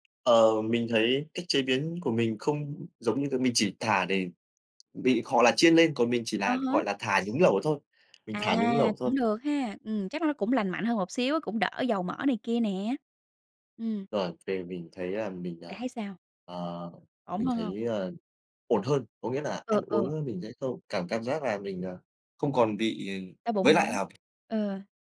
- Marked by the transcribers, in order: tapping; other background noise
- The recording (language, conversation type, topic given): Vietnamese, podcast, Bạn có thể kể về một món ăn đường phố mà bạn không thể quên không?